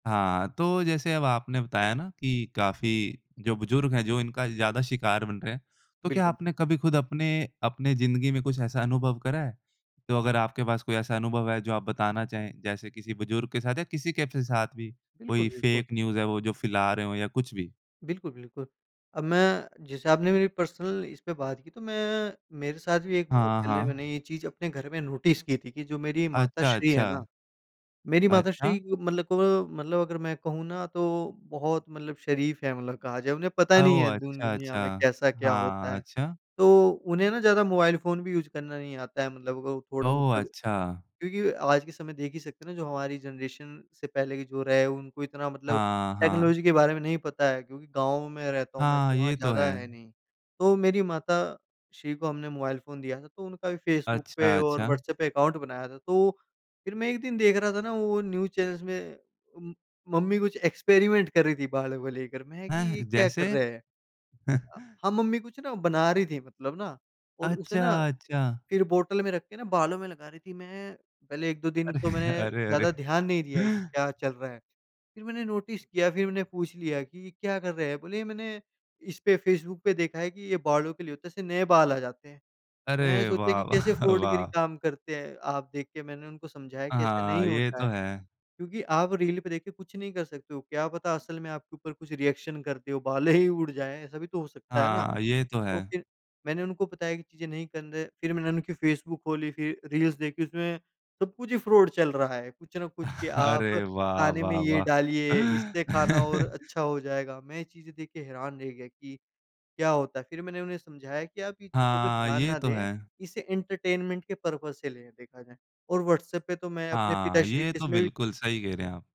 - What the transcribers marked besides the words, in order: in English: "फेक न्यूज़"; in English: "पर्सनल"; in English: "नोटिस"; in English: "यूज़"; tapping; in English: "जनरेशन"; in English: "टेक्नोलॉजी"; in English: "न्यूज चैनल्स"; in English: "एक्सपेरिमेंट"; chuckle; in English: "बॉटल"; laughing while speaking: "अरे"; chuckle; in English: "नोटिस"; laughing while speaking: "वाह"; in English: "रिएक्शन"; laughing while speaking: "बालें ही"; in English: "रील्स"; in English: "फ्रॉड"; chuckle; chuckle; in English: "एंटरटेनमेंट"; in English: "पर्पज"; in English: "केस"
- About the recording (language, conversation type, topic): Hindi, podcast, ऑनलाइन खबरें और जानकारी पढ़ते समय आप सच को कैसे परखते हैं?